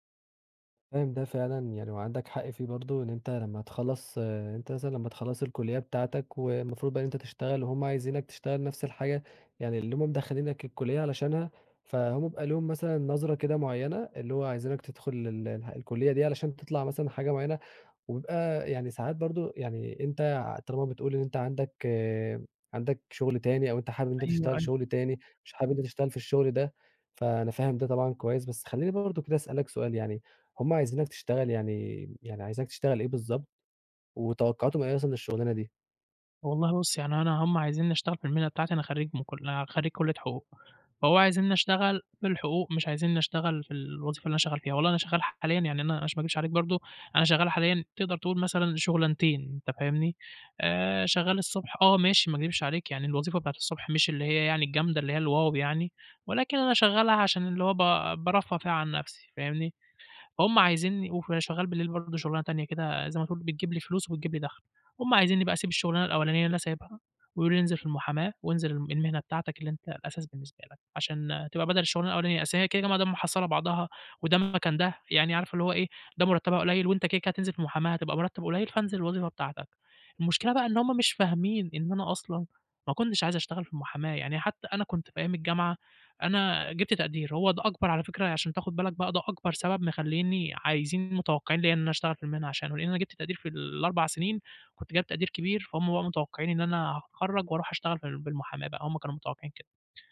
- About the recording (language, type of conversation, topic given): Arabic, advice, إيه توقعات أهلك منك بخصوص إنك تختار مهنة معينة؟
- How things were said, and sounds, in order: tapping